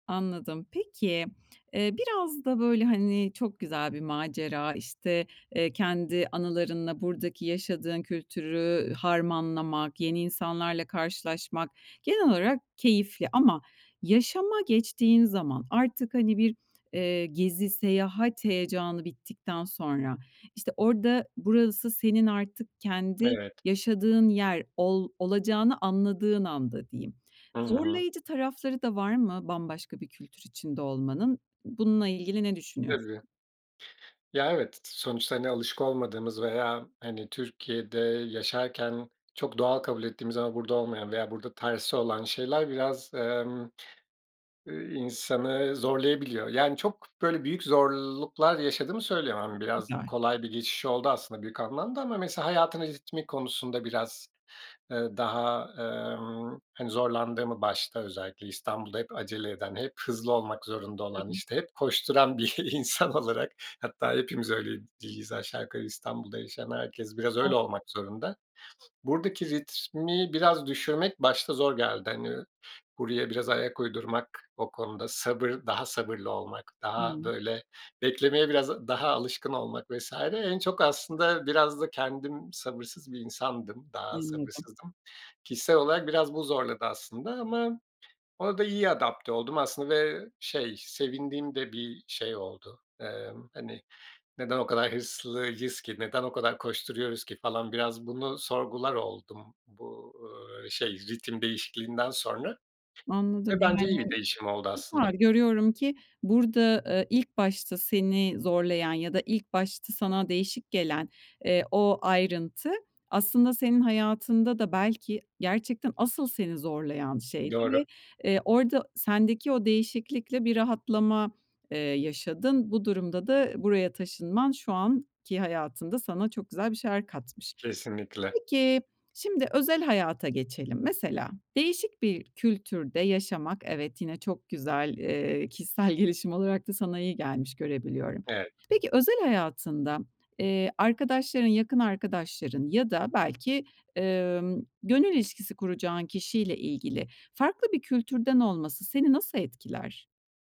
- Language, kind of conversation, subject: Turkish, podcast, Çok kültürlü olmak seni nerede zorladı, nerede güçlendirdi?
- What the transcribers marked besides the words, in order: laughing while speaking: "bir insan olarak"